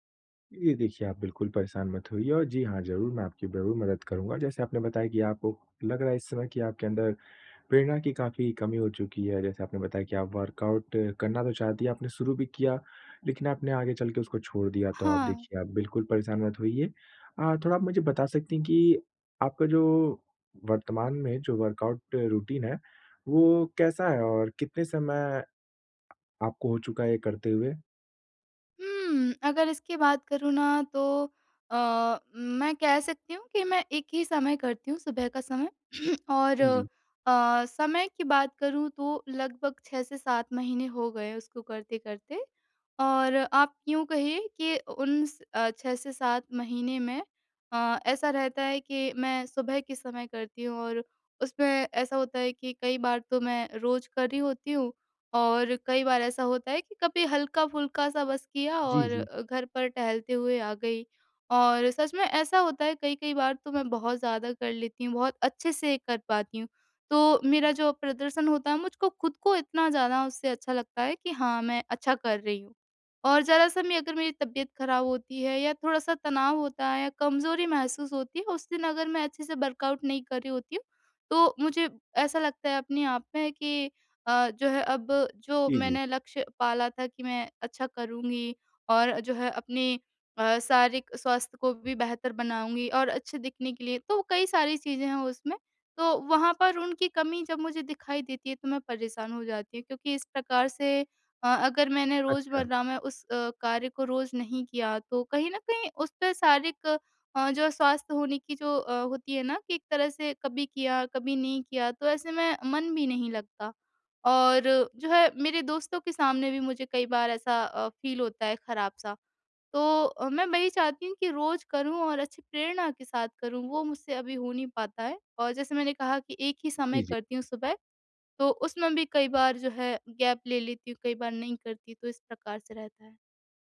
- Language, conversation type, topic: Hindi, advice, प्रदर्शन में ठहराव के बाद फिर से प्रेरणा कैसे पाएं?
- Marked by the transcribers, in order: in English: "वर्कआउट"; in English: "वर्कआउट रूटीन"; throat clearing; in English: "वर्कआउट"; in English: "फ़ील"; in English: "गैप"